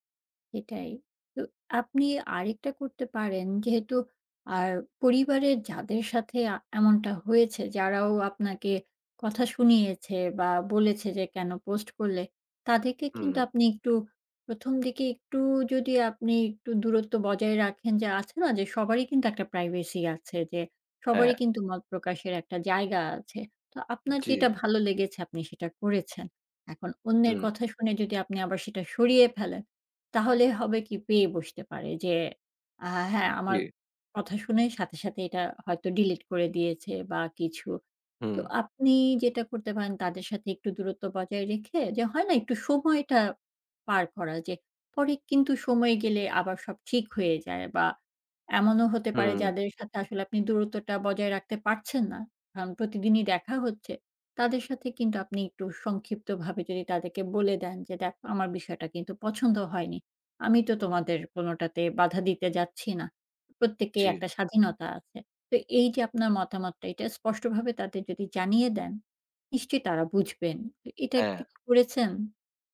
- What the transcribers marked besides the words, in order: tapping
- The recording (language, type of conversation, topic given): Bengali, advice, সামাজিক মিডিয়ায় প্রকাশ্যে ট্রোলিং ও নিম্নমানের সমালোচনা কীভাবে মোকাবিলা করেন?